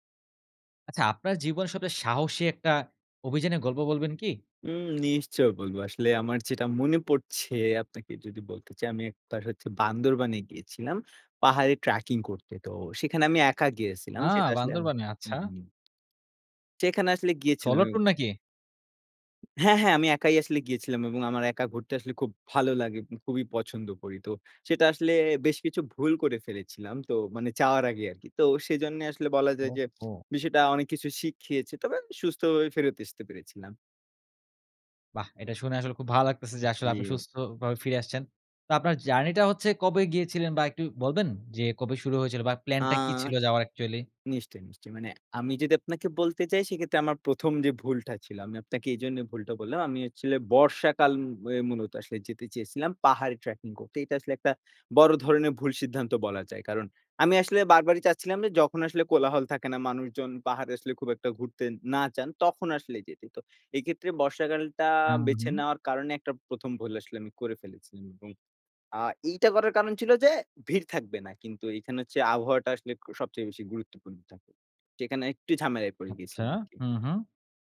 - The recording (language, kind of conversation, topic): Bengali, podcast, তোমার জীবনের সবচেয়ে স্মরণীয় সাহসিক অভিযানের গল্প কী?
- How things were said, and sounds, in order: other noise; "গিয়েছিলাম" said as "গিয়েসিলাম"; tapping; in English: "সোলো ট্যুর"; other background noise; "আসতে" said as "এসতে"; in English: "অ্যাকচুয়ালি?"